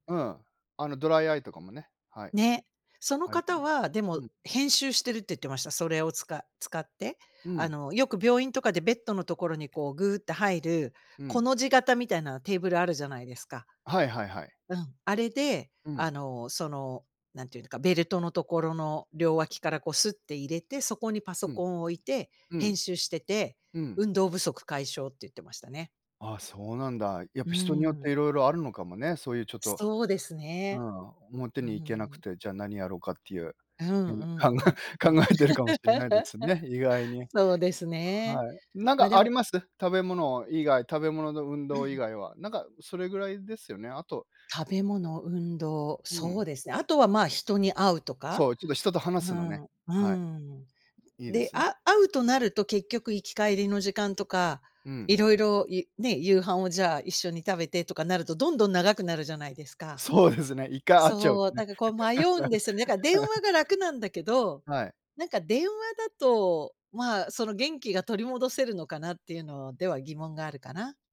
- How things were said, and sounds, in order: laughing while speaking: "考え 考えてるかも"; laugh; throat clearing; laughing while speaking: "そうですね。 いっかい 会っちゃうとね"; laugh; other noise
- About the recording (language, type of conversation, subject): Japanese, unstructured, 疲れたときに元気を出すにはどうしたらいいですか？